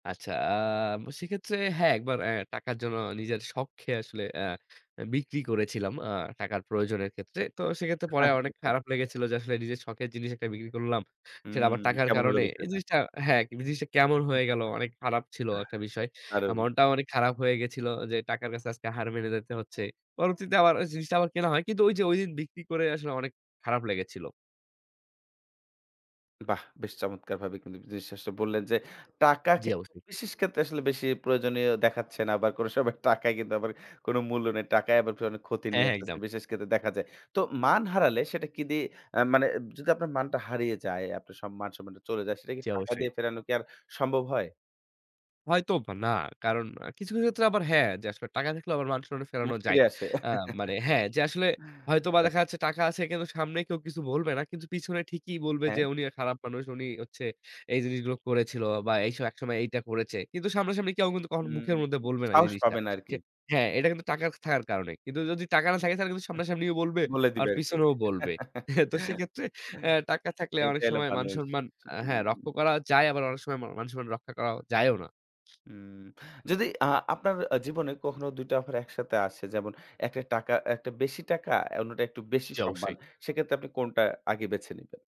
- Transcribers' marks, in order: laughing while speaking: "আচ্ছা, আচ্ছা"; chuckle; laughing while speaking: "বা কোনো সময় টাকায় কিন্তু আবার"; chuckle; chuckle; laughing while speaking: "তো সেক্ষেত্রে"; laughing while speaking: "এইটা হলো মানুষ"; "রক্ষা" said as "রক্ষ"; other background noise
- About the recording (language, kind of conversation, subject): Bengali, podcast, টাকা আর জীবনের অর্থের মধ্যে আপনার কাছে কোনটি বেশি গুরুত্বপূর্ণ?